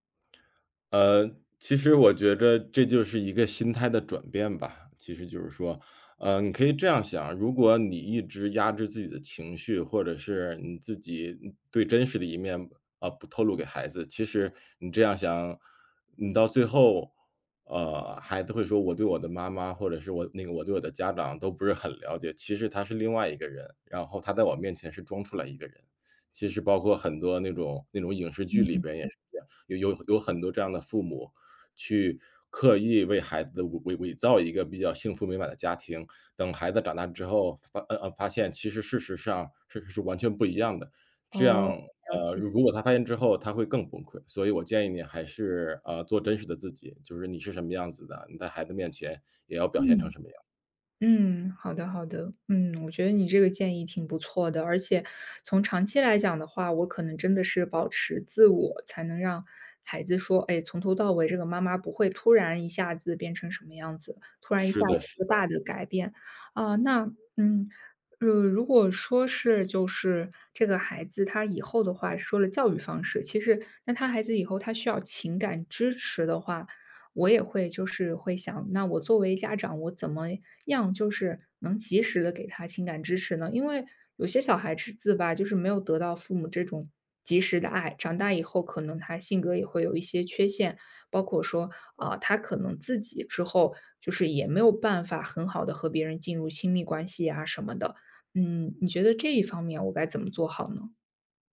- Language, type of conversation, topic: Chinese, advice, 在养育孩子的过程中，我总担心自己会犯错，最终成为不合格的父母，该怎么办？
- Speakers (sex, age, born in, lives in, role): female, 25-29, China, France, user; male, 40-44, China, United States, advisor
- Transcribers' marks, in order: "子" said as "纸"